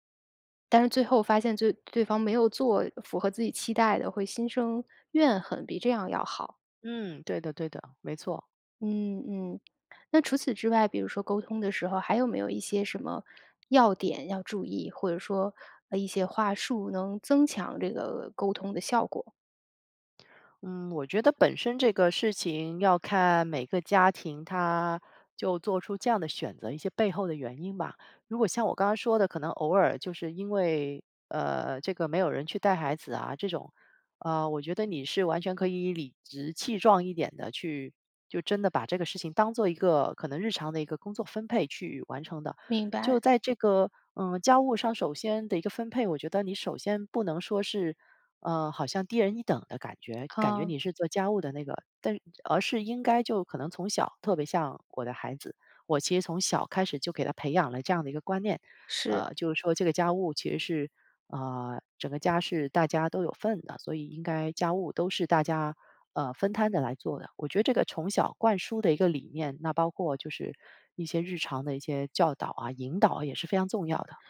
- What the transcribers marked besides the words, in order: other background noise; "原因" said as "元英"
- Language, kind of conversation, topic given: Chinese, podcast, 如何更好地沟通家务分配？
- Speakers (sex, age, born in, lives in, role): female, 35-39, China, United States, host; female, 45-49, China, United States, guest